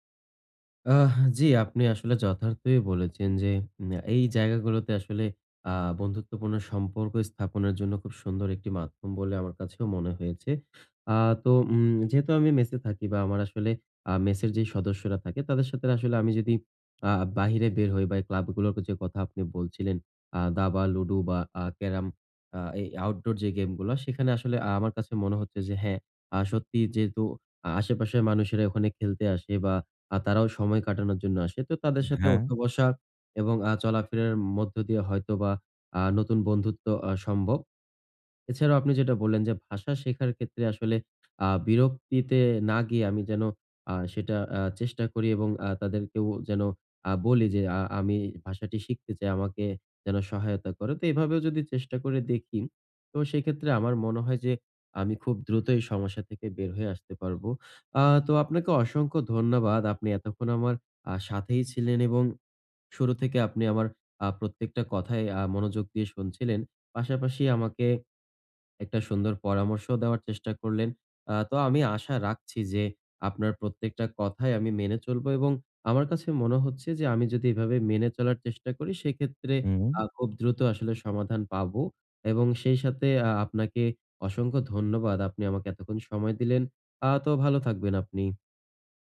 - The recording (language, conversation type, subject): Bengali, advice, নতুন সমাজে ভাষা ও আচরণে আত্মবিশ্বাস কীভাবে পাব?
- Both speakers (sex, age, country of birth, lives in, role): male, 20-24, Bangladesh, Bangladesh, user; male, 40-44, Bangladesh, Bangladesh, advisor
- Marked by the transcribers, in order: sigh; in English: "outdoor"; in English: "game"